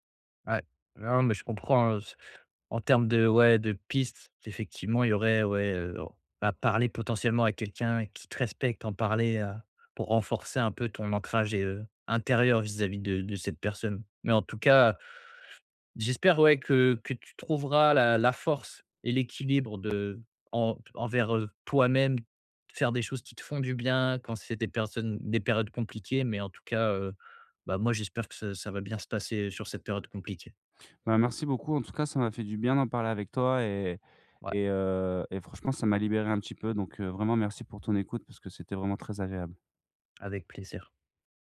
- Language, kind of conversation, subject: French, advice, Comment puis-je établir des limites saines au sein de ma famille ?
- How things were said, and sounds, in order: other background noise